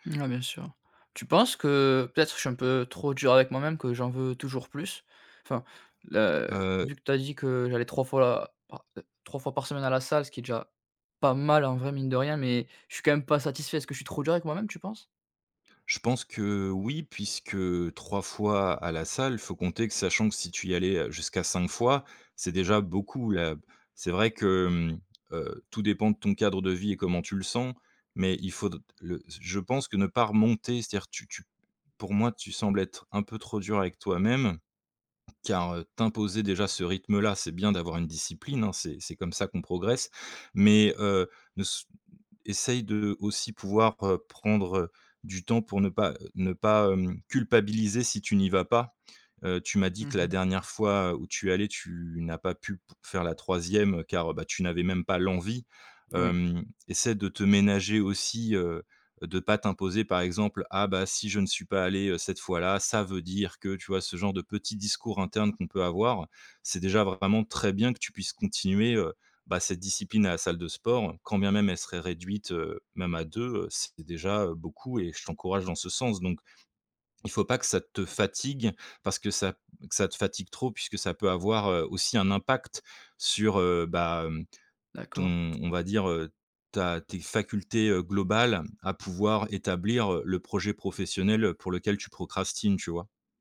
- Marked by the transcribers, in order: stressed: "pas mal"; stressed: "l'envie"; stressed: "ça"
- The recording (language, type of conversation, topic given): French, advice, Pourquoi est-ce que je procrastine sans cesse sur des tâches importantes, et comment puis-je y remédier ?